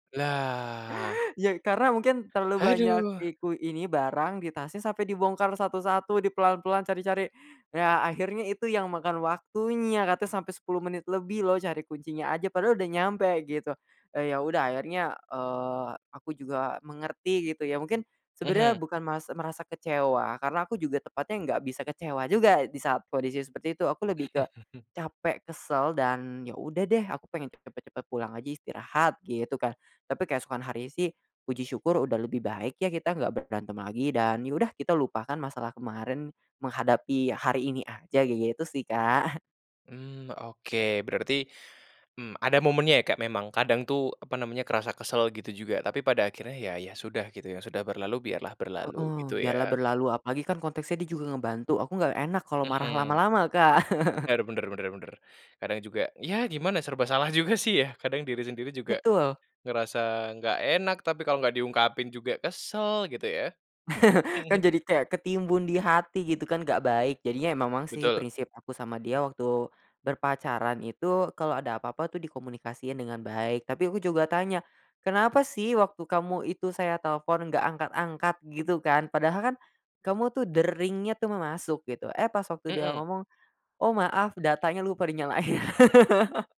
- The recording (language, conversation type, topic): Indonesian, podcast, Kapan bantuan kecil di rumah terasa seperti ungkapan cinta bagimu?
- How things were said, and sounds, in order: drawn out: "Lah"; chuckle; chuckle; chuckle; chuckle; laugh